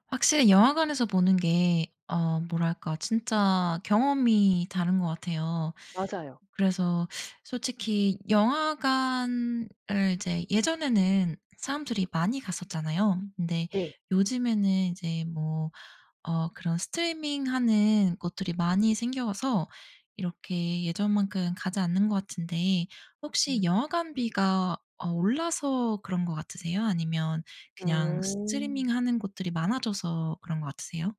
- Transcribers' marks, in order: none
- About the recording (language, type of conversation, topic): Korean, podcast, 영화관에서 볼 때와 집에서 볼 때 가장 크게 느껴지는 차이는 무엇인가요?